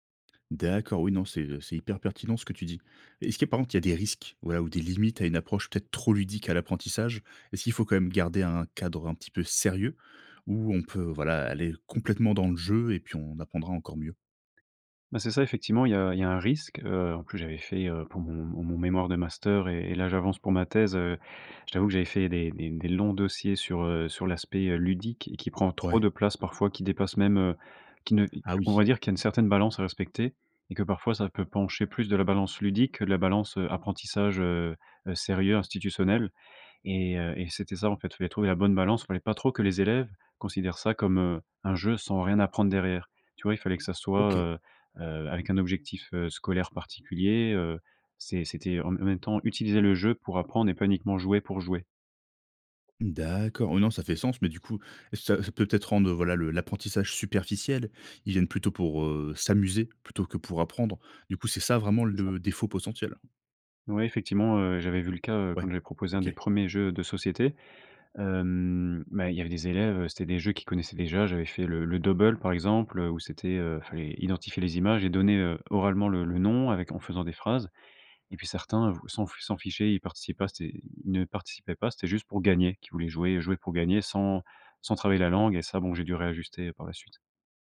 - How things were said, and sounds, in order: stressed: "trop"; stressed: "sérieux"; stressed: "complètement"; other background noise; drawn out: "Hem"
- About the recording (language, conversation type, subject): French, podcast, Comment le jeu peut-il booster l’apprentissage, selon toi ?